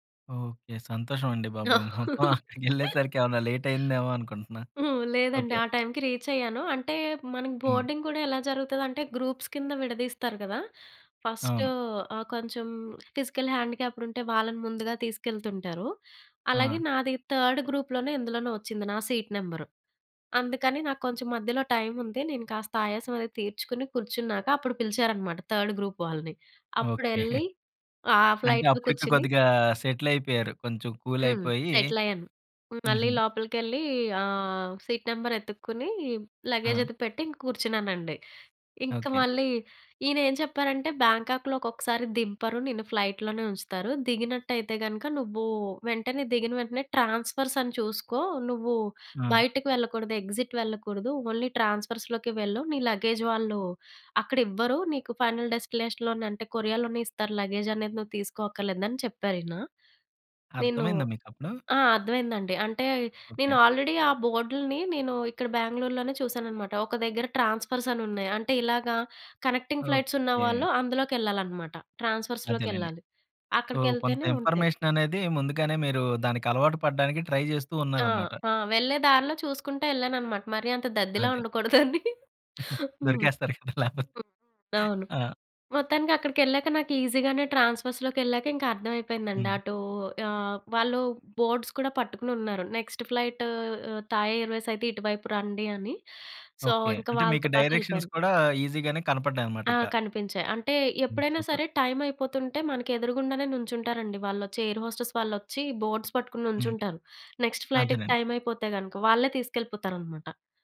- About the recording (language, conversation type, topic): Telugu, podcast, నువ్వు ఒంటరిగా చేసిన మొదటి ప్రయాణం గురించి చెప్పగలవా?
- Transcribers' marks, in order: laugh; laughing while speaking: "మొత్తం అక్కడికెళ్ళేసరికి ఏమైనా లేటయిందేమో అనుకుంటున్నా"; in English: "టైమ్‌కి రీచ్"; in English: "బోర్డింగ్"; in English: "గ్రూప్స్"; in English: "ఫిజికల్ హ్యాండిక్యాప్డ్"; in English: "థర్డ్ గ్రూప్"; in English: "సీట్"; in English: "థర్డ్ గ్రూప్"; laughing while speaking: "ఓకే"; in English: "ఫ్లైట్‌లో"; in English: "సెటిల్"; in English: "సెటిల్"; in English: "కూల్"; in English: "సీట్ నెంబర్"; in English: "లగేజ్"; in English: "ఫ్లైట్"; in English: "ట్రాన్స్‌ఫర్స్"; in English: "ఎగ్జిట్"; in English: "ఓన్లీ ట్రాన్స్‌ఫర్స్"; in English: "లగేజ్"; in English: "ఫైనల్ డెస్టినేషన్"; in English: "లగేజ్"; in English: "ఆల్రెడీ"; in English: "బోర్డ్"; in English: "ట్రాన్స్‌ఫర్స్"; in English: "కనెక్టింగ్ ఫ్లైట్స్"; in English: "సో"; in English: "ఇన్ఫర్మేషన్"; in English: "ట్రై"; laughing while speaking: "ఉండకూడదని. హ్మ్"; laughing while speaking: "దొరికేస్తారు కదా! లేకపో ఆ!"; in English: "ఈజీ"; in English: "బోర్డ్స్"; in English: "నెక్స్ట్"; in English: "సో"; in English: "డైరెక్షన్స్"; in English: "ఈజీ"; in English: "సూపర్"; in English: "ఎయిర్ హోస్టెస్"; in English: "బోర్డ్స్"; in English: "నెక్స్ట్ ఫ్లైట్‌కి టైమ్"